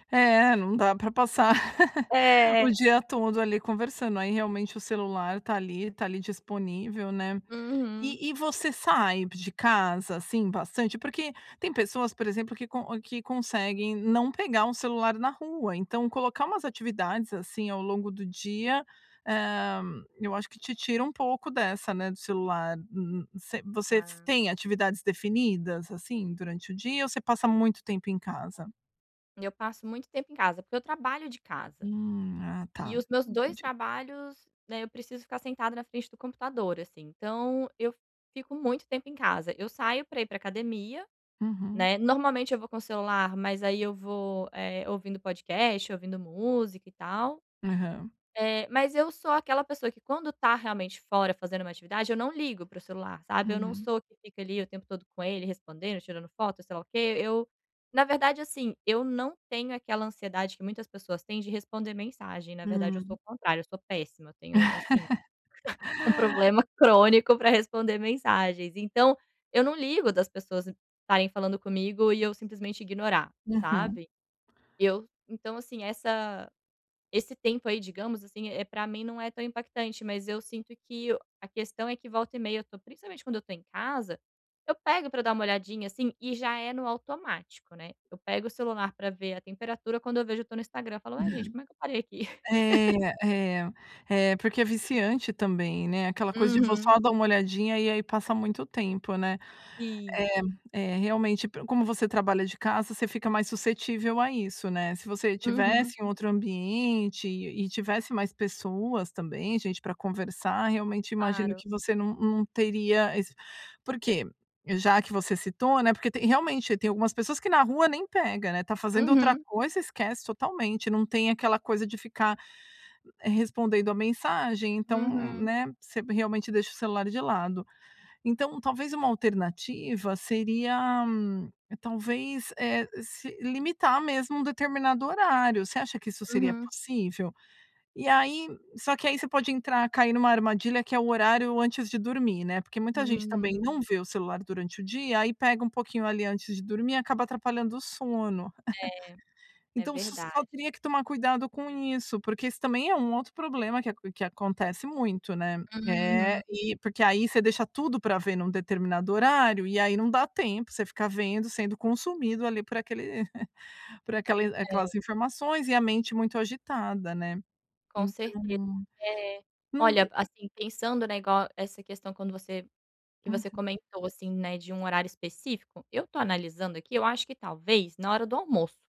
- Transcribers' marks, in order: laugh; tapping; laugh; laugh; laugh; other background noise; laugh
- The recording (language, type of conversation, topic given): Portuguese, advice, Como posso limitar o tempo que passo consumindo mídia todos os dias?